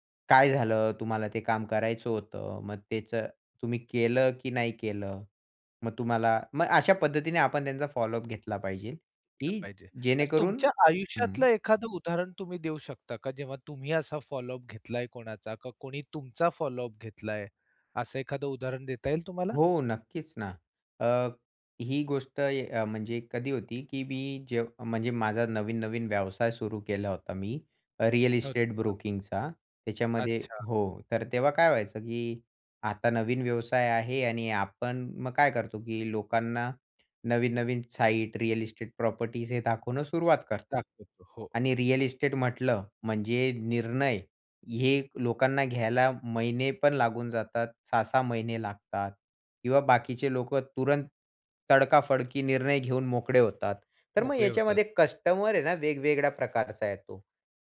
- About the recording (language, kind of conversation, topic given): Marathi, podcast, लक्षात राहील असा पाठपुरावा कसा करावा?
- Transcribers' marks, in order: tapping; other noise; unintelligible speech; other background noise